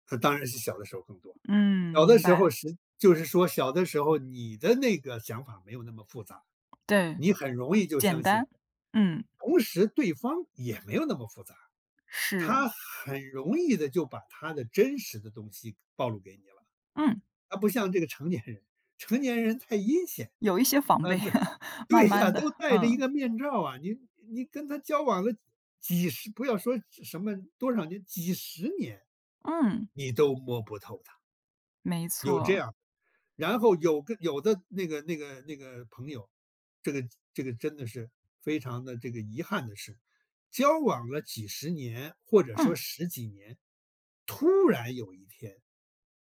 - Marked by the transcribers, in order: tapping; laughing while speaking: "备"; laughing while speaking: "对呀"; chuckle
- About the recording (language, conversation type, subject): Chinese, podcast, 你觉得信任是怎么一步步建立的？